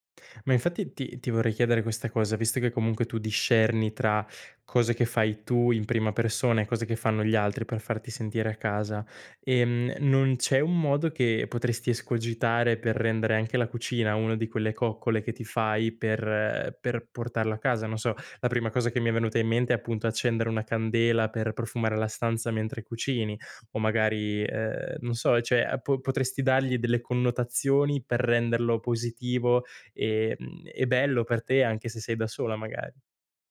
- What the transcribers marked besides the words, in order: other background noise; "cioè" said as "ceh"
- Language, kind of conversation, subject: Italian, podcast, C'è un piccolo gesto che, per te, significa casa?